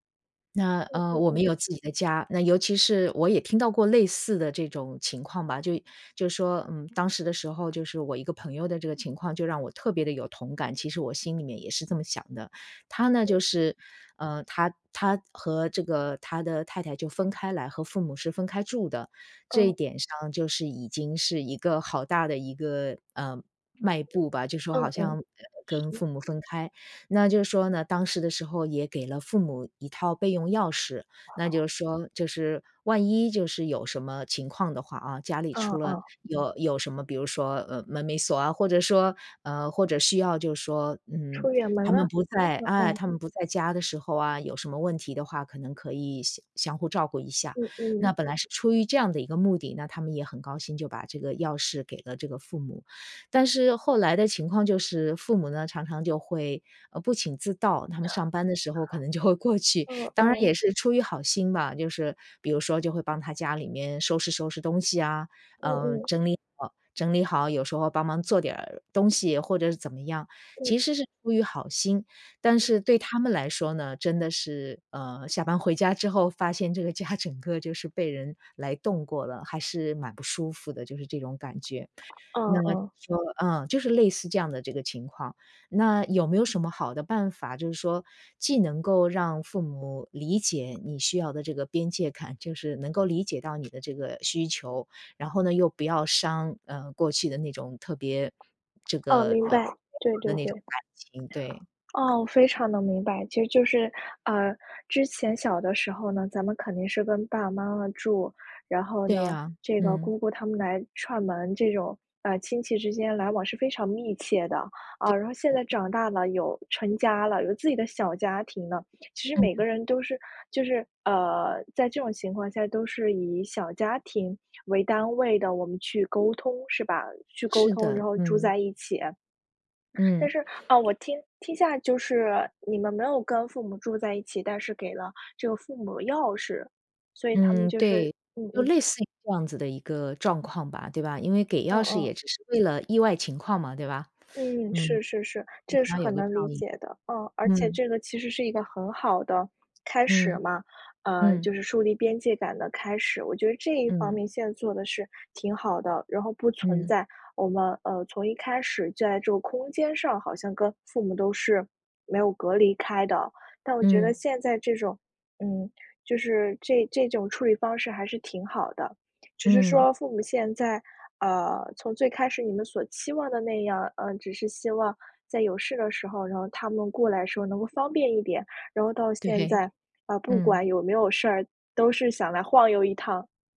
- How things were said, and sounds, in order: other background noise; laughing while speaking: "就会过去"; laughing while speaking: "这个家整个"; laughing while speaking: "感"; unintelligible speech; teeth sucking; laughing while speaking: "对"
- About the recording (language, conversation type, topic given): Chinese, advice, 我该怎么和家人谈清界限又不伤感情？